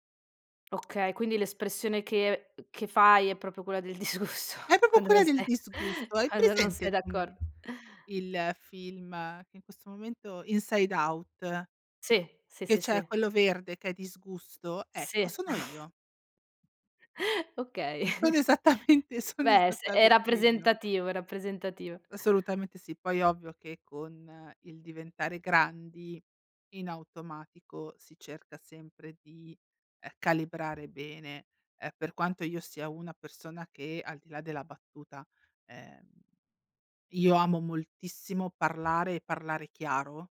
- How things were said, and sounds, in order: tapping; laughing while speaking: "disgusto, quando non sei quando non sei d'accor"; chuckle; chuckle; laughing while speaking: "Sono esattamente sono esattamente io"
- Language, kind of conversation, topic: Italian, podcast, Che cosa ti fa decidere se tacere o parlare?